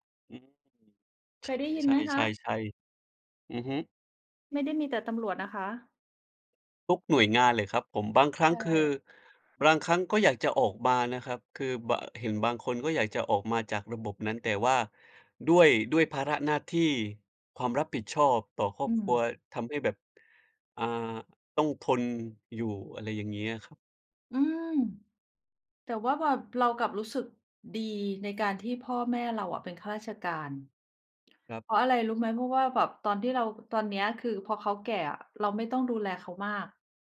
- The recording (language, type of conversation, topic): Thai, unstructured, คุณคิดอย่างไรเกี่ยวกับการทุจริตในระบบราชการ?
- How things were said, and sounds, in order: other background noise; "บาง" said as "บลาง"; tapping